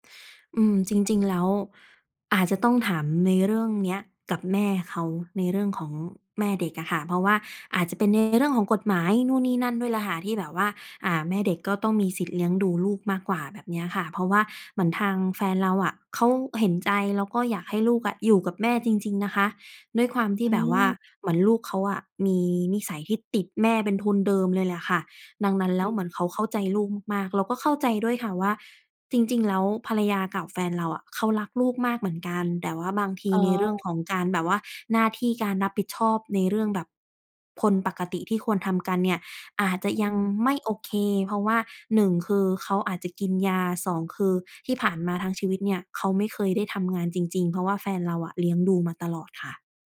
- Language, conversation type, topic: Thai, advice, คุณควรคุยกับคู่รักอย่างไรเมื่อมีความขัดแย้งเรื่องการใช้จ่าย?
- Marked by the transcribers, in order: other background noise; tapping